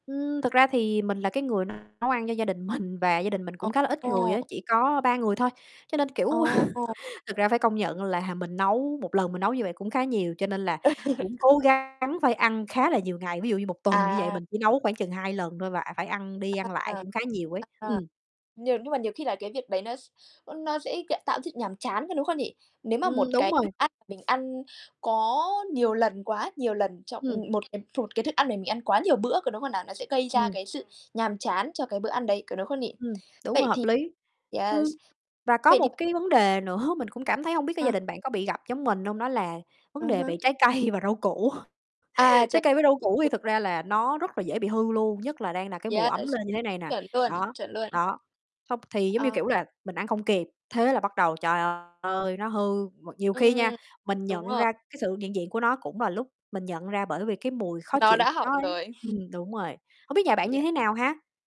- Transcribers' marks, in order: distorted speech; laughing while speaking: "mình"; other noise; tapping; chuckle; laugh; other background noise; unintelligible speech; in English: "yes"; laughing while speaking: "nữa"; laughing while speaking: "cây"; laughing while speaking: "củ"
- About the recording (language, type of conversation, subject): Vietnamese, unstructured, Bạn nghĩ sao về tình trạng lãng phí thức ăn trong gia đình?